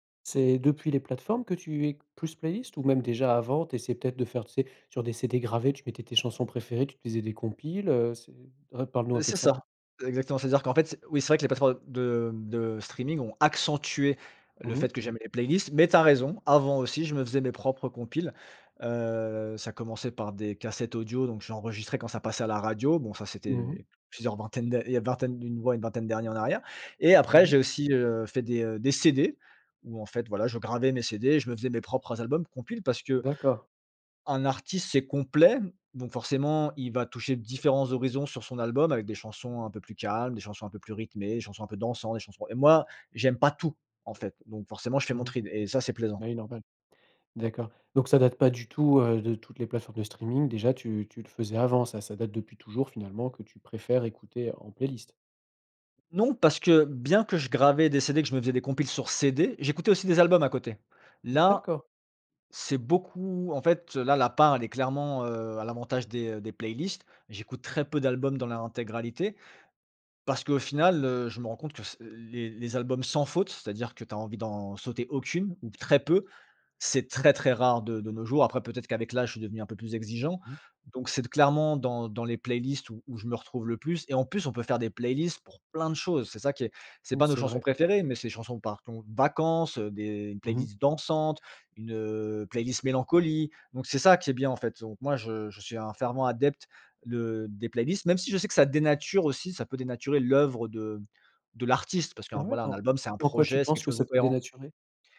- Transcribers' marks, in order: stressed: "accentué"; stressed: "CD"; stressed: "pas tout"; "trie" said as "trid"; stressed: "plein de choses"
- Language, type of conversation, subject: French, podcast, Pourquoi préfères-tu écouter un album plutôt qu’une playlist, ou l’inverse ?